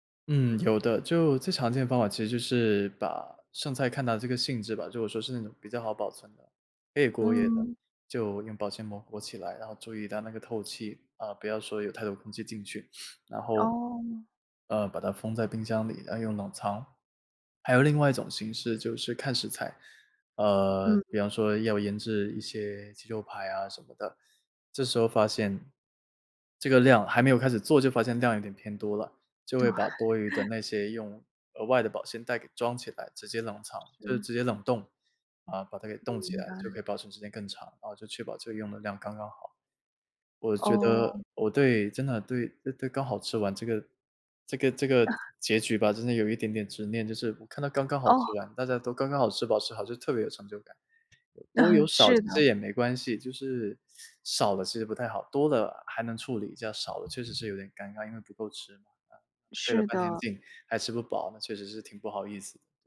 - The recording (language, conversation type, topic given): Chinese, podcast, 你觉得减少食物浪费该怎么做？
- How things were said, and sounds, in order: other background noise; laughing while speaking: "对"; laugh; laugh; laugh